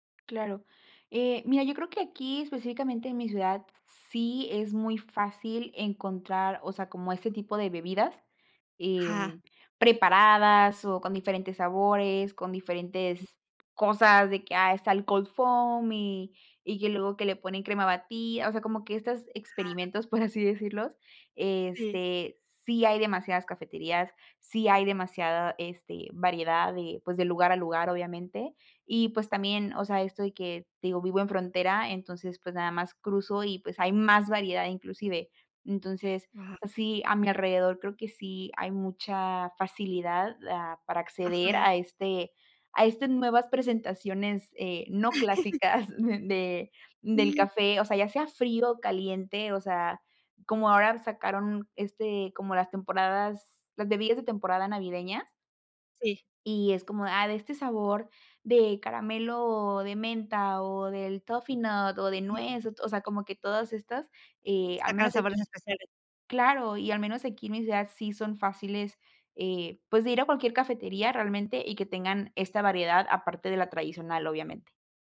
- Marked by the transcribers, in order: other background noise; laughing while speaking: "por así decirlos"; laugh; laughing while speaking: "clásicas"
- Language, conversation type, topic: Spanish, podcast, ¿Qué papel tiene el café en tu mañana?